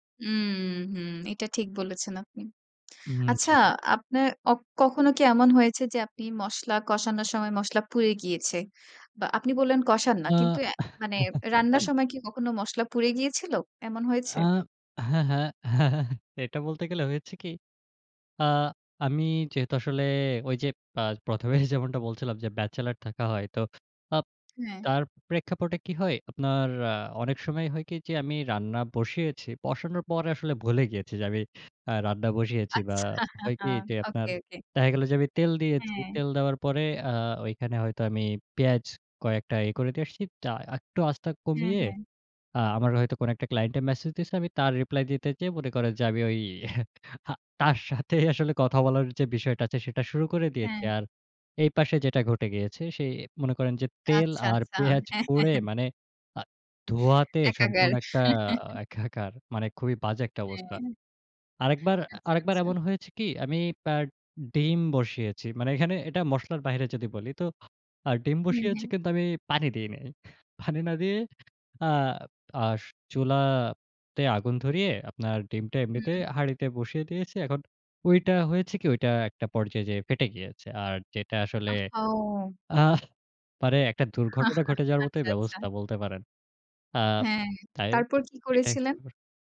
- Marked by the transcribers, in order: chuckle; laughing while speaking: "হ্যাঁ, হ্যাঁ"; laughing while speaking: "প্রথম এই"; tapping; laughing while speaking: "আচ্ছা"; chuckle; chuckle; laughing while speaking: "সাথে আসলে"; laughing while speaking: "হ্যাঁ"; chuckle; chuckle; chuckle; unintelligible speech
- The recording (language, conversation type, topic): Bengali, podcast, মশলা ঠিকভাবে ব্যবহার করার সহজ উপায় কী?
- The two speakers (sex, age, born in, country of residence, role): female, 25-29, Bangladesh, Bangladesh, host; male, 25-29, Bangladesh, Bangladesh, guest